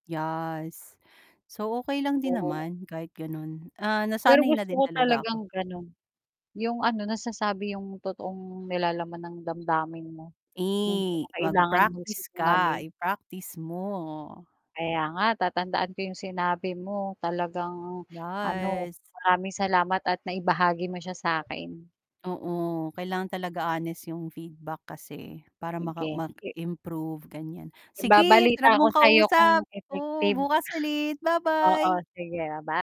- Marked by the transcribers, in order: "Yes" said as "Yas"; unintelligible speech; static; "Yes" said as "Yas"; other noise
- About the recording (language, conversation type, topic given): Filipino, unstructured, Ano ang opinyon mo tungkol sa pagsisinungaling upang maprotektahan ang damdamin ng iba?